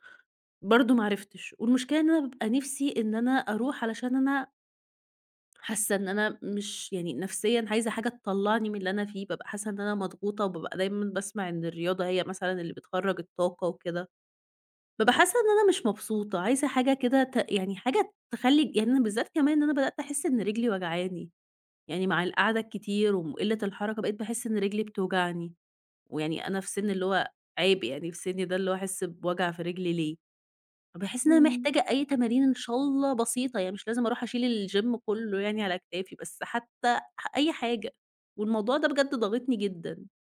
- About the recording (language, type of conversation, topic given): Arabic, advice, إزاي أطلع من ملل روتين التمرين وألاقي تحدّي جديد؟
- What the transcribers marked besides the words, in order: in English: "الgym"